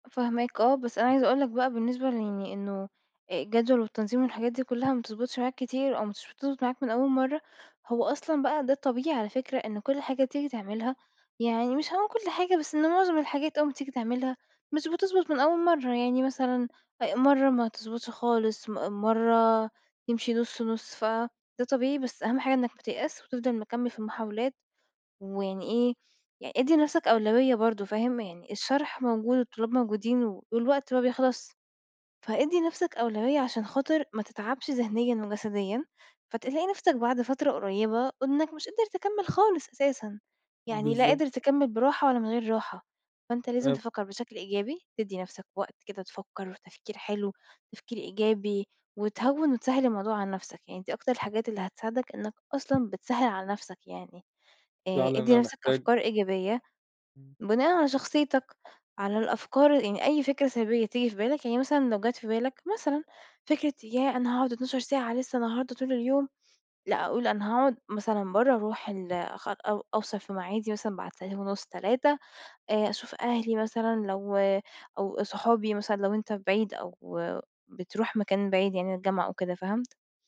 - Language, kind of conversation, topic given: Arabic, advice, ليه بيبقى صعب عليك تاخد فترات راحة منتظمة خلال الشغل؟
- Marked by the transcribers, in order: tapping; unintelligible speech